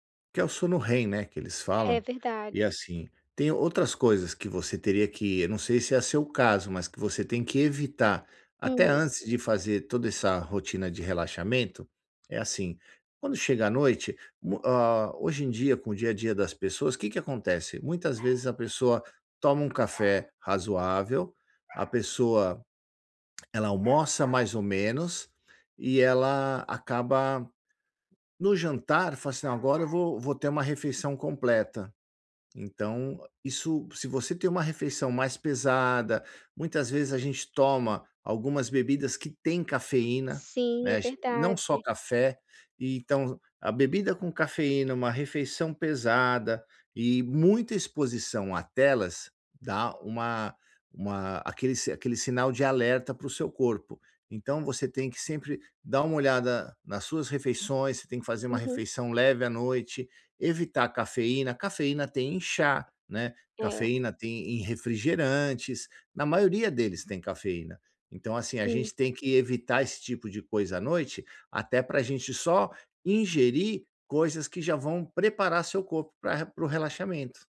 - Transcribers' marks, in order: dog barking
- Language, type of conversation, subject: Portuguese, advice, Como posso me sentir mais disposto ao acordar todas as manhãs?